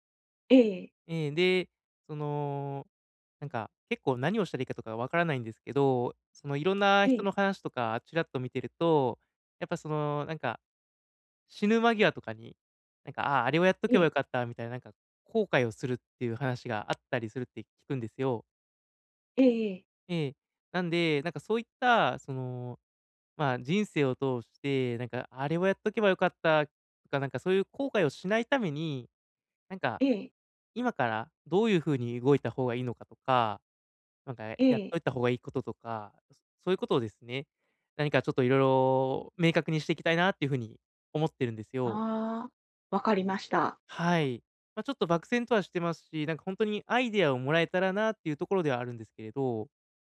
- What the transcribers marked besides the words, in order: other noise
- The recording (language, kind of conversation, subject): Japanese, advice, 大きな決断で後悔を避けるためには、どのように意思決定すればよいですか？